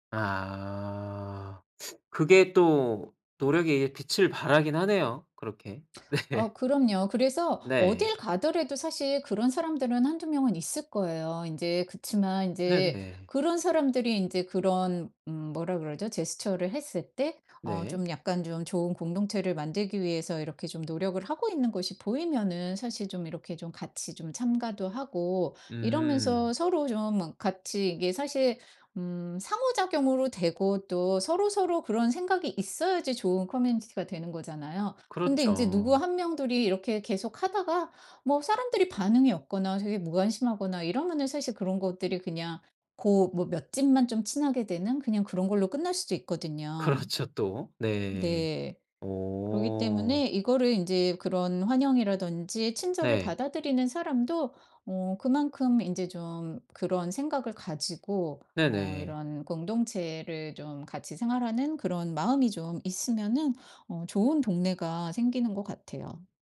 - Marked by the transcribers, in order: drawn out: "아"; tapping; laughing while speaking: "네"; other background noise; laughing while speaking: "그렇죠"
- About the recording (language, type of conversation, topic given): Korean, podcast, 새 이웃을 환영하는 현실적 방법은 뭐가 있을까?